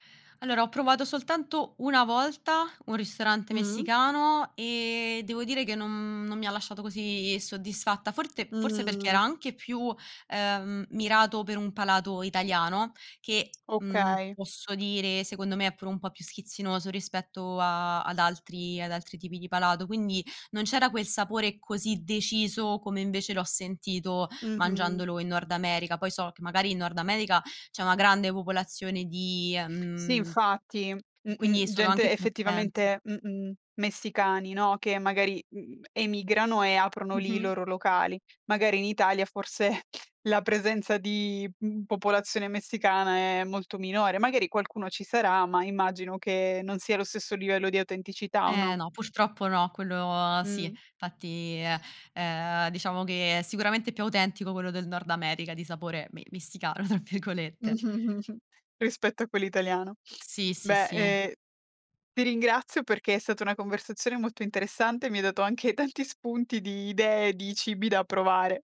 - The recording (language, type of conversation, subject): Italian, podcast, Che cosa ti ha insegnato provare cibi nuovi durante un viaggio?
- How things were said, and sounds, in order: other background noise; chuckle; "Infatti" said as "nfatti"; chuckle; joyful: "tanti spunti di idee, di cibi da provare"